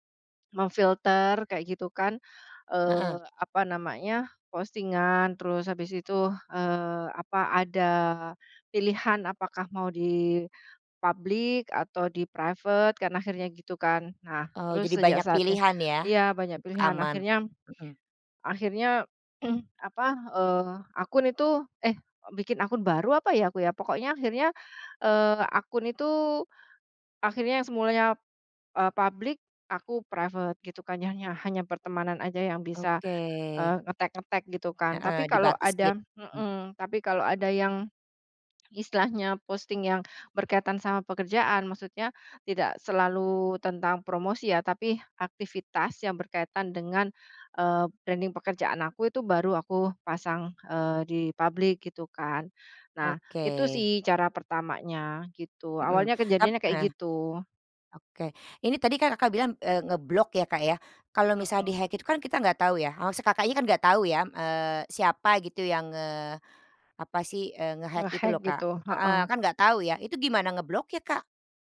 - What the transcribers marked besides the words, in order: in English: "di-public"; in English: "di-private"; throat clearing; in English: "public"; in English: "private"; swallow; in English: "branding"; in English: "public"; in English: "di-hack"; in English: "nge-hack"; in English: "Nge-hack"
- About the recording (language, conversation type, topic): Indonesian, podcast, Bagaimana kamu menentukan apa yang aman untuk dibagikan di internet?
- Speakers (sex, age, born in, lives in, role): female, 45-49, Indonesia, Indonesia, guest; female, 50-54, Indonesia, Netherlands, host